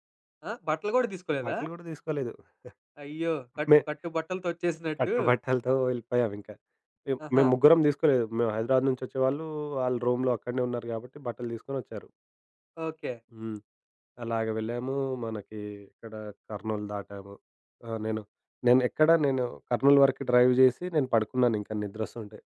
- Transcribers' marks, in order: giggle; laughing while speaking: "కట్టు బట్టలతో"; in English: "రూమ్‌లో"; tapping; in English: "డ్రైవ్"
- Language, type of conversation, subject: Telugu, podcast, మీ ప్రణాళిక విఫలమైన తర్వాత మీరు కొత్త మార్గాన్ని ఎలా ఎంచుకున్నారు?